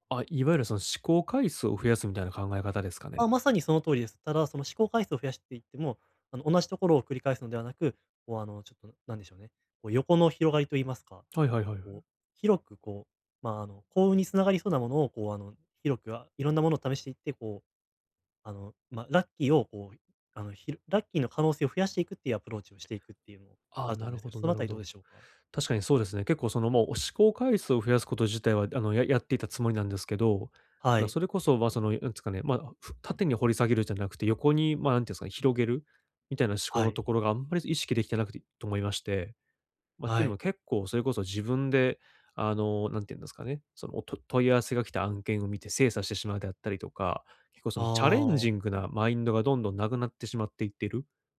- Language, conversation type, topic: Japanese, advice, どうすればキャリアの長期目標を明確にできますか？
- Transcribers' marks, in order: none